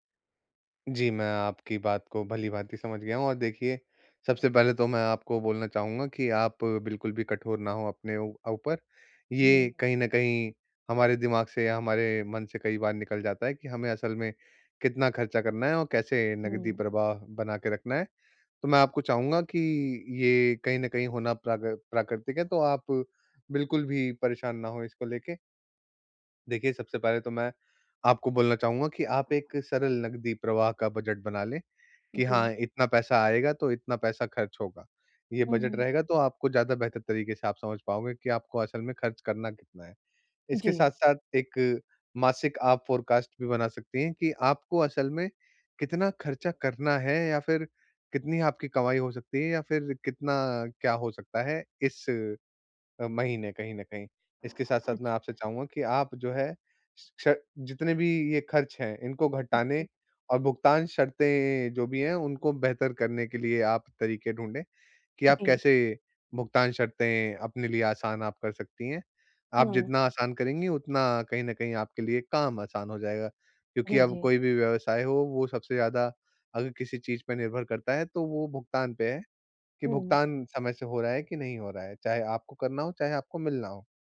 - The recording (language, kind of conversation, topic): Hindi, advice, मैं अपने स्टार्टअप में नकदी प्रवाह और खर्चों का बेहतर प्रबंधन कैसे करूँ?
- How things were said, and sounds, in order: in English: "फोरकास्ट"; unintelligible speech